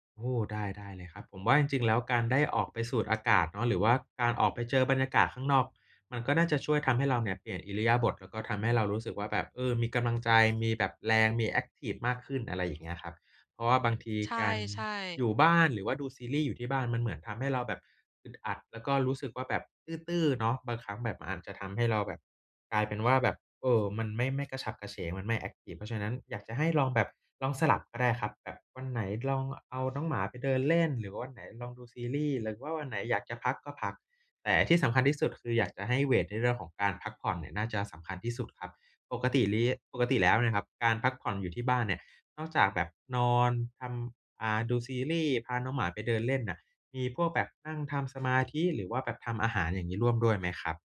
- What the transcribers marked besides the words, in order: other background noise
- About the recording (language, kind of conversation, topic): Thai, advice, ฉันจะหาสมดุลระหว่างความบันเทิงกับการพักผ่อนที่บ้านได้อย่างไร?